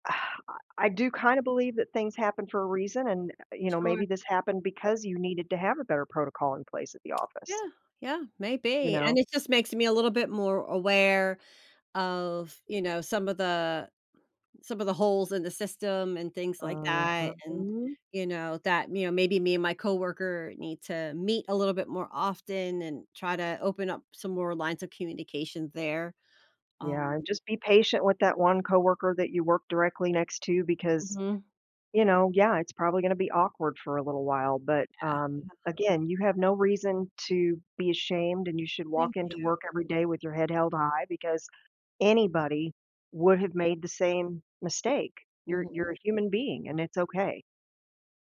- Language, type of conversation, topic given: English, advice, How can I stop feeling ashamed and move forward after a major mistake at work?
- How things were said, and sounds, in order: exhale; other background noise